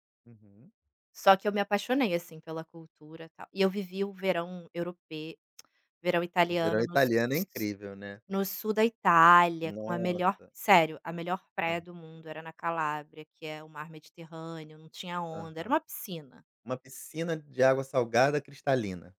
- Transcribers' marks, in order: tongue click
- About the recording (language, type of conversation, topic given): Portuguese, advice, Como está sendo para você se adaptar a costumes e normas sociais diferentes no novo lugar?